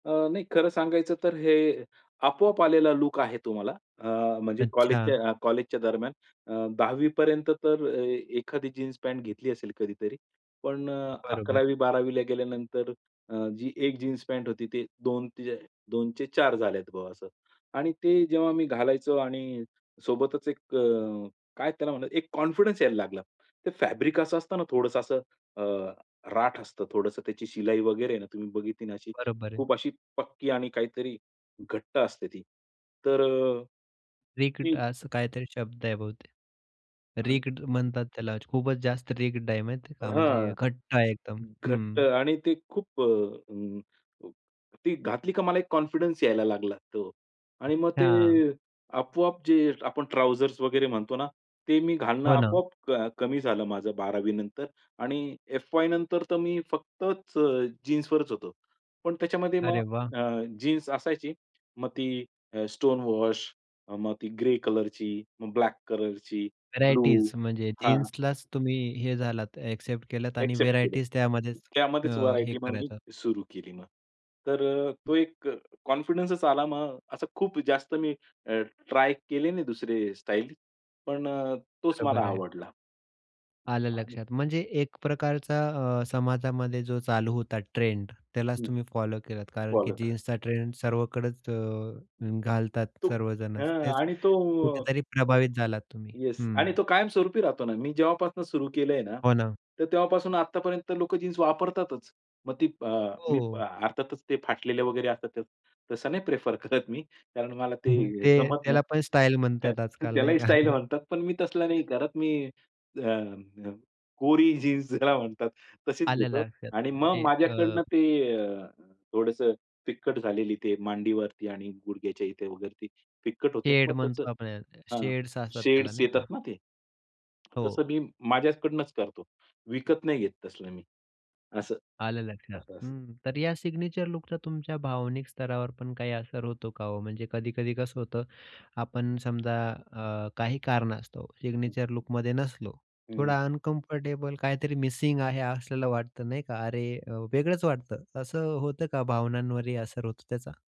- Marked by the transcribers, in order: in English: "कॉन्फिडन्स"; in English: "फॅब्रिक"; in English: "रिग्ट"; "रिजिड" said as "रिग्ट"; in English: "रिग्ट"; "रिजिड" said as "रिग्ट"; in English: "रिग्ट"; "रिजिड" said as "रिग्ट"; in English: "कॉन्फिडन्स"; other noise; in English: "स्टोन वॉश"; in English: "व्हरायटीज"; in English: "एक्सेप्ट"; in English: "व्हरायटीज"; in English: "व्हरायटी"; in English: "कॉन्फिडन्सच"; tapping; chuckle; laughing while speaking: "करत मी"; chuckle; chuckle; in English: "सिग्नेचर लूकचा"; in English: "सिग्नेचर लूकमध्ये"; in English: "अनकम्फर्टेबल"; other background noise
- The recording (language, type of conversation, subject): Marathi, podcast, तुमची स्वतःची ठरलेली वेषभूषा कोणती आहे आणि ती तुम्ही का स्वीकारली आहे?